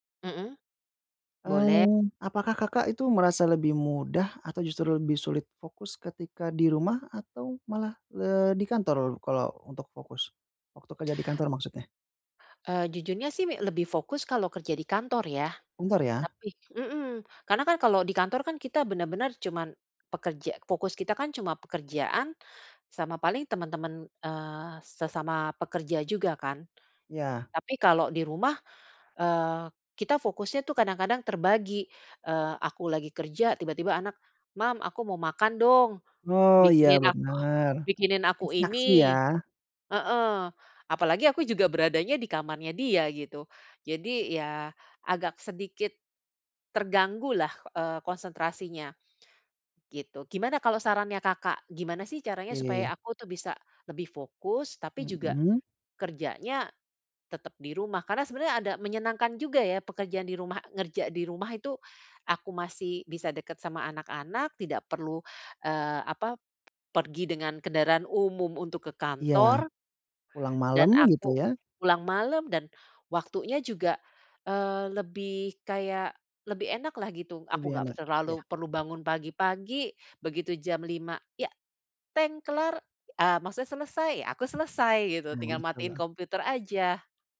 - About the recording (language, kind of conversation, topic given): Indonesian, advice, Bagaimana pengalaman Anda bekerja dari rumah penuh waktu sebagai pengganti bekerja di kantor?
- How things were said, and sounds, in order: other background noise; tapping